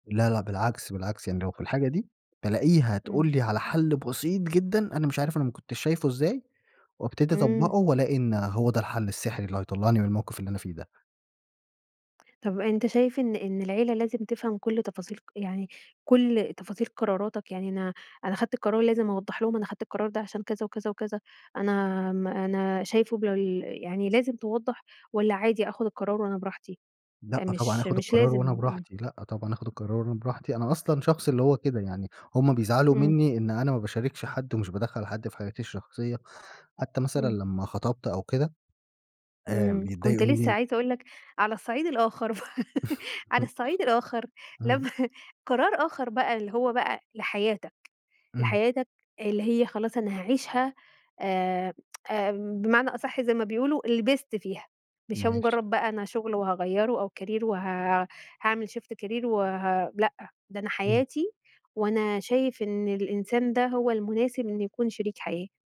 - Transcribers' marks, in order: chuckle; laughing while speaking: "بقى"; laughing while speaking: "لما"; tsk; in English: "career"; in English: "shift career"
- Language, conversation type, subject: Arabic, podcast, إزاي بتتعامل مع ضغط العيلة على قراراتك؟